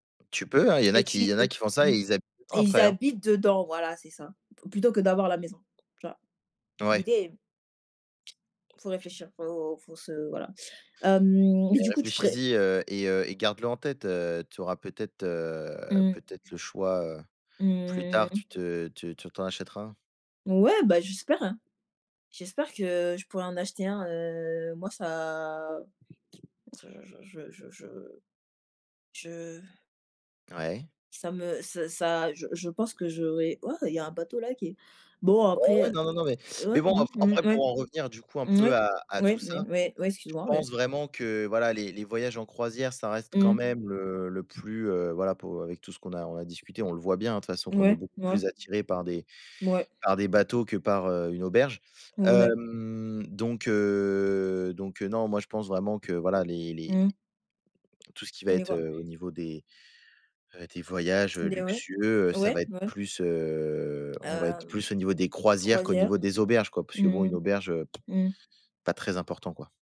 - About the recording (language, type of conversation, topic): French, unstructured, Les voyages en croisière sont-ils plus luxueux que les séjours en auberge ?
- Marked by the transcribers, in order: tapping; other background noise; drawn out: "heu"; unintelligible speech; other noise